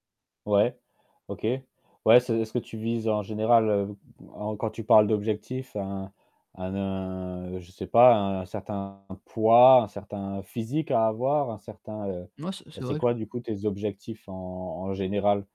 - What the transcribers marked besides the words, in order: static; distorted speech; other background noise
- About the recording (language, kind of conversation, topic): French, advice, Pourquoi ai-je tendance à remettre à plus tard mes séances d’exercice prévues ?